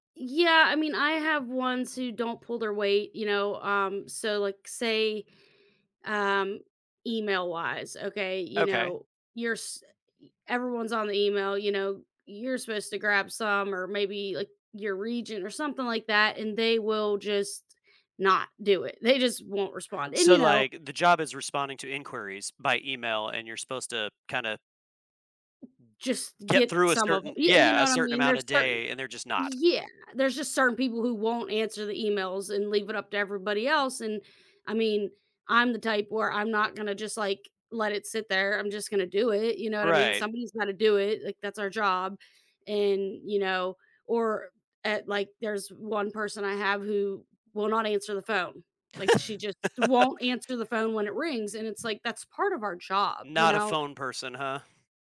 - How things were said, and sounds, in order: other background noise; other noise; laugh
- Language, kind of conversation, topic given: English, unstructured, How can teams maintain fairness and motivation when some members contribute less than others?
- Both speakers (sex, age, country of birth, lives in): female, 35-39, United States, United States; male, 40-44, United States, United States